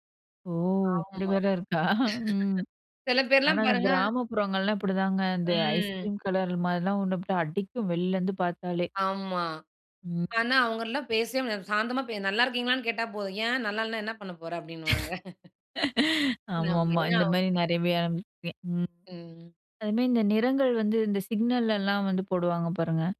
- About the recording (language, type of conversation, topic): Tamil, podcast, நிறங்கள் உங்கள் மனநிலையை எவ்வாறு பாதிக்கின்றன?
- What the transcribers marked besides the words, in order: laugh; chuckle; laugh; other background noise